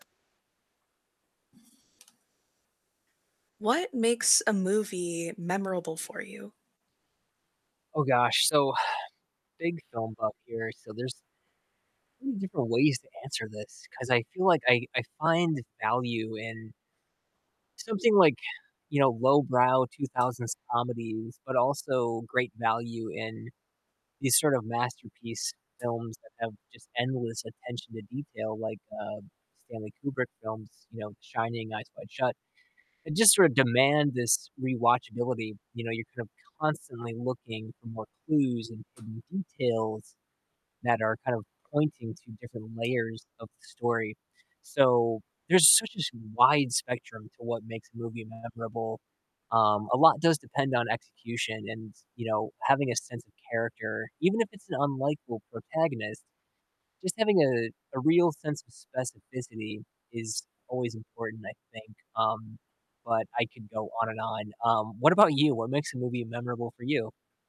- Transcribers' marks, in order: tapping; static; distorted speech
- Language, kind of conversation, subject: English, unstructured, What makes a movie memorable for you?
- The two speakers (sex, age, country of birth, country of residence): female, 25-29, United States, Canada; male, 35-39, United States, United States